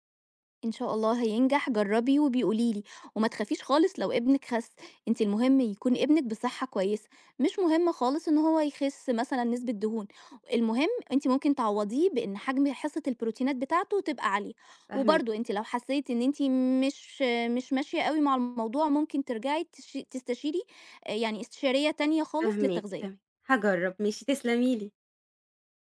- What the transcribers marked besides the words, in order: none
- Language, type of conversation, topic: Arabic, advice, إزاي أبدأ خطة أكل صحية عشان أخس؟